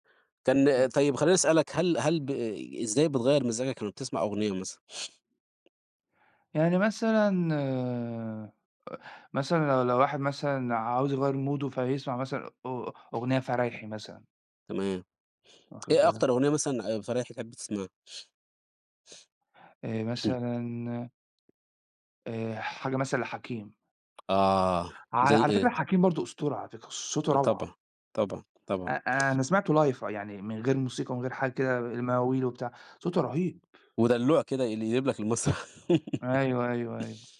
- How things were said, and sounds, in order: unintelligible speech; in English: "مُوده"; throat clearing; tapping; in English: "live"; laugh
- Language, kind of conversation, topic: Arabic, unstructured, إيه هي الأغنية اللي بتفكّرك بلحظة سعيدة؟